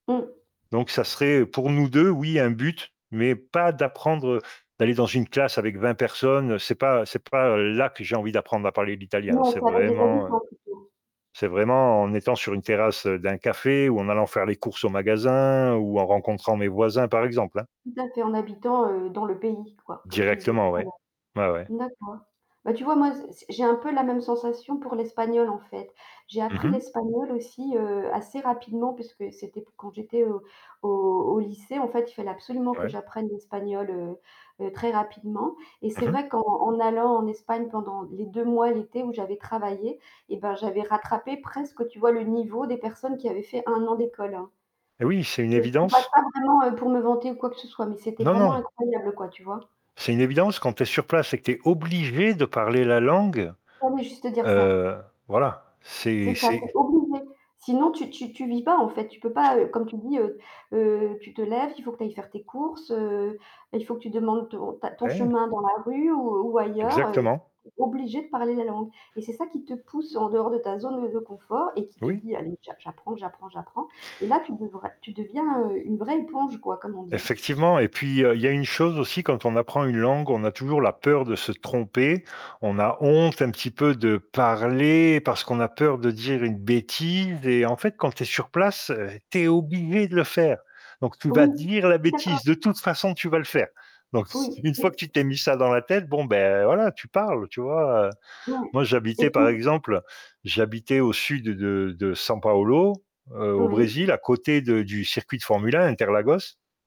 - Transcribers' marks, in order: static; other background noise; distorted speech; tapping; stressed: "obligé"; stressed: "parler"
- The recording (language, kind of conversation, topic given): French, unstructured, Qu’aimerais-tu apprendre dans les prochaines années ?
- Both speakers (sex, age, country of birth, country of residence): female, 55-59, France, France; male, 50-54, France, Portugal